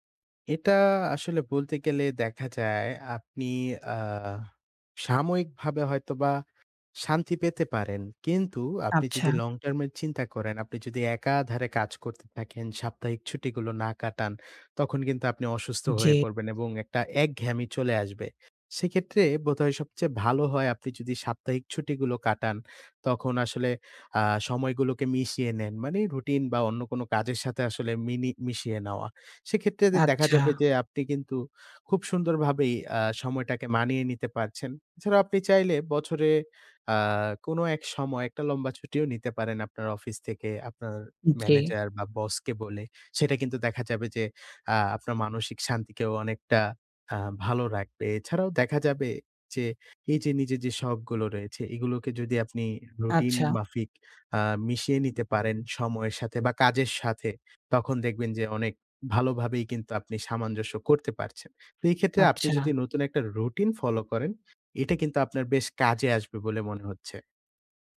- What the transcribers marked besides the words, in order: none
- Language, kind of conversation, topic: Bengali, advice, আপনি কি অবসর সময়ে শখ বা আনন্দের জন্য সময় বের করতে পারছেন না?